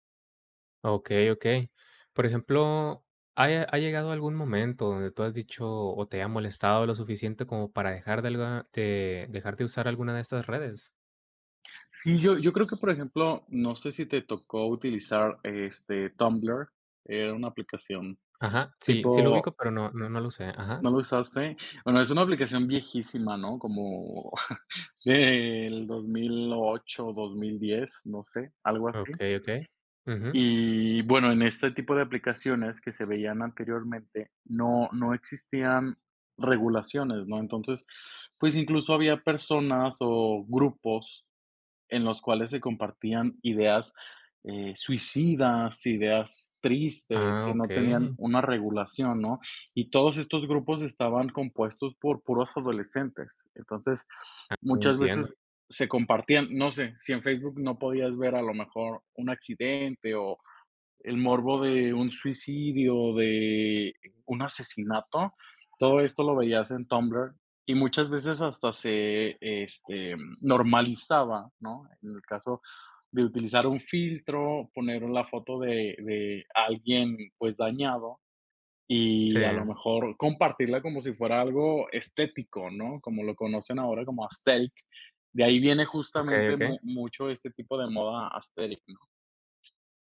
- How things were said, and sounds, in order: chuckle; other background noise; in English: "aesthetic"; in English: "aesthetic"
- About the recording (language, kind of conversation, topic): Spanish, podcast, ¿Qué te gusta y qué no te gusta de las redes sociales?